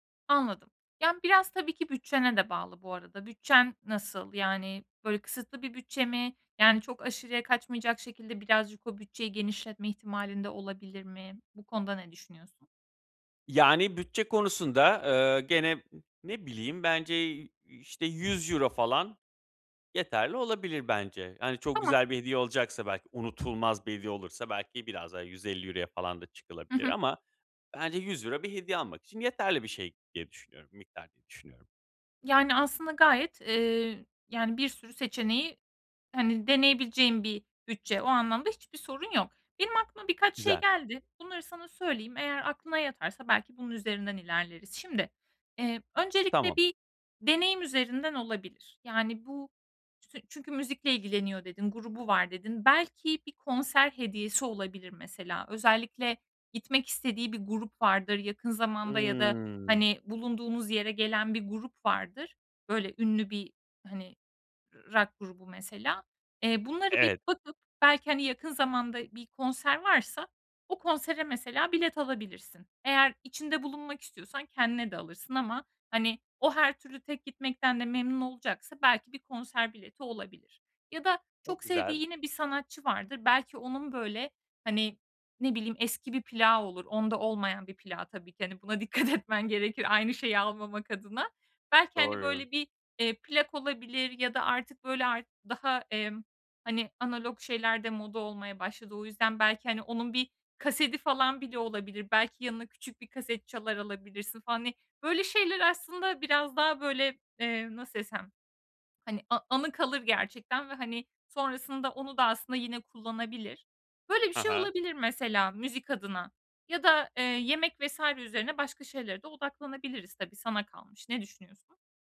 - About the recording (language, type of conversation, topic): Turkish, advice, Hediye için iyi ve anlamlı fikirler bulmakta zorlanıyorsam ne yapmalıyım?
- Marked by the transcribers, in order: tapping; other noise; other background noise; laughing while speaking: "etmen"